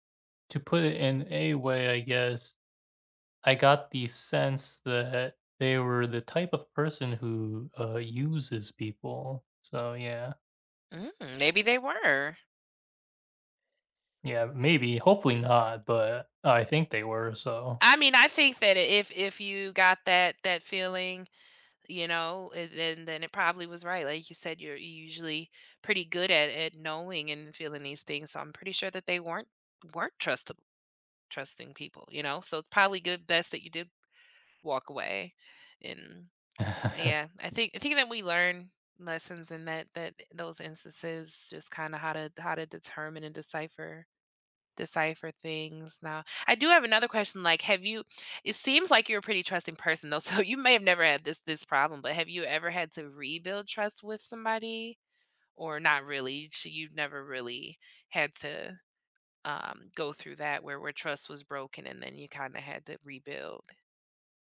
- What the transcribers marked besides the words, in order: other background noise; laugh; laughing while speaking: "so"
- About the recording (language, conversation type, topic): English, unstructured, What is the hardest lesson you’ve learned about trust?
- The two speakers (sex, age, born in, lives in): female, 30-34, United States, United States; male, 25-29, United States, United States